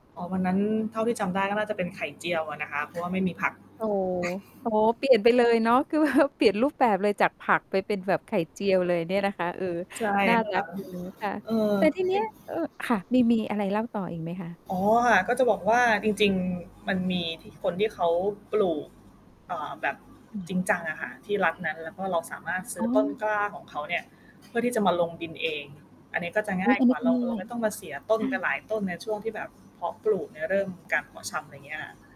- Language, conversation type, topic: Thai, podcast, ควรเริ่มปลูกผักกินเองอย่างไร?
- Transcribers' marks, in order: static; distorted speech; laughing while speaking: "แบบ"; other background noise